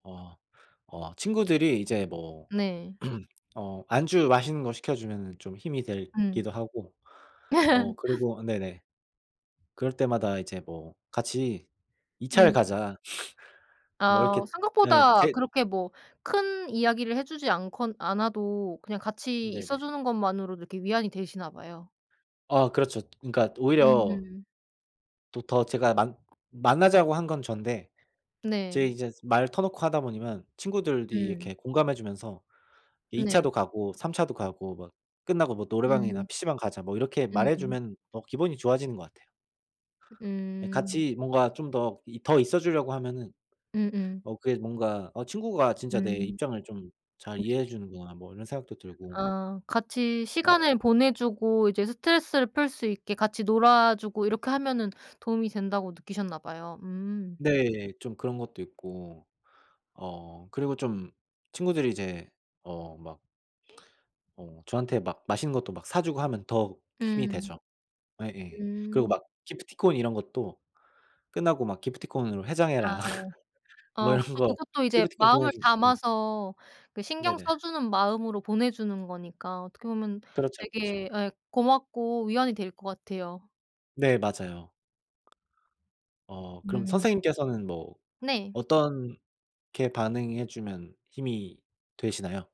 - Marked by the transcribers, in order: throat clearing; laugh; other background noise; sniff; tapping; laugh; laughing while speaking: "이런 거"
- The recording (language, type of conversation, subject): Korean, unstructured, 슬픔을 다른 사람과 나누면 어떤 도움이 될까요?